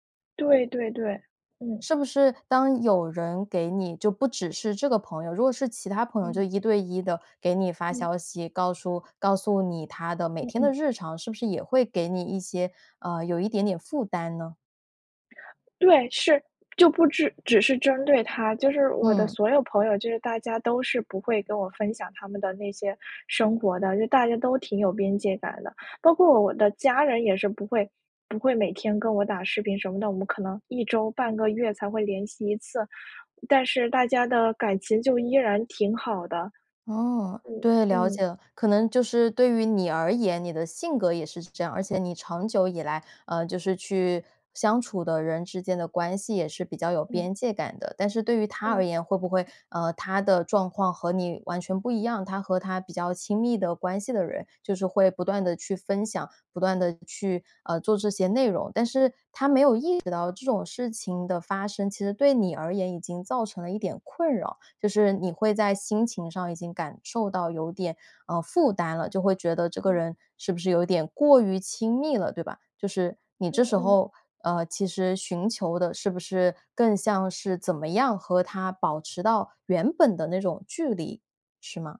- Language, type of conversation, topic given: Chinese, advice, 当朋友过度依赖我时，我该如何设定并坚持界限？
- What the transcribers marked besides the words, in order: tapping